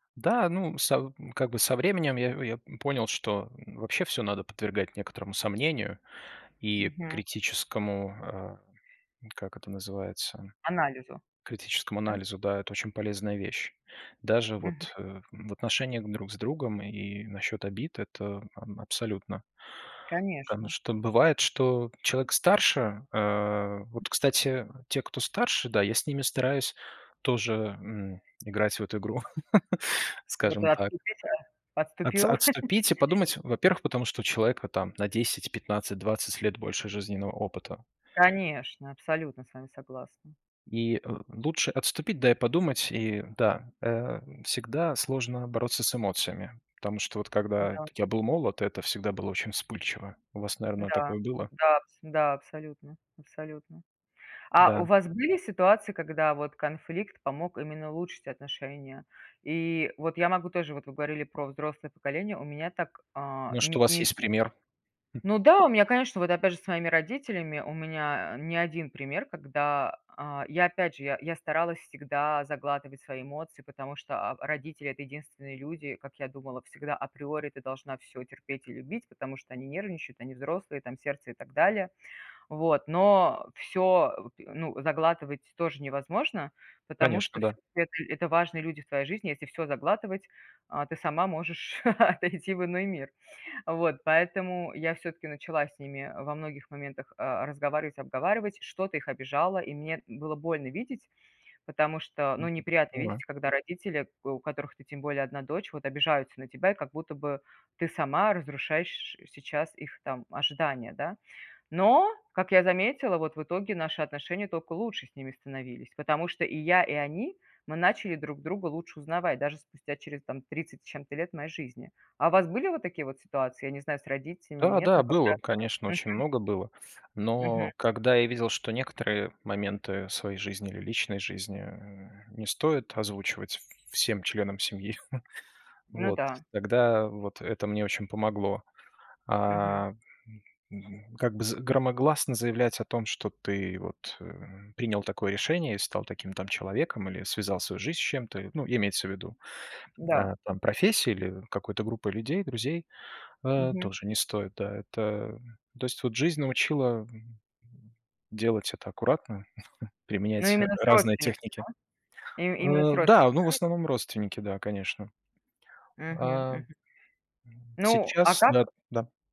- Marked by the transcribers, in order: other background noise; laugh; laugh; chuckle; unintelligible speech; chuckle
- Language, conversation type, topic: Russian, unstructured, Как разрешать конфликты так, чтобы не обидеть друг друга?